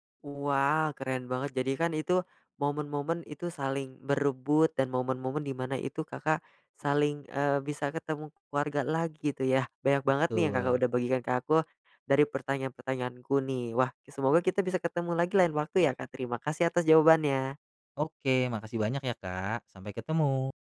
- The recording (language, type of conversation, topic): Indonesian, podcast, Ceritakan tradisi keluarga apa yang selalu membuat suasana rumah terasa hangat?
- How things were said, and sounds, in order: none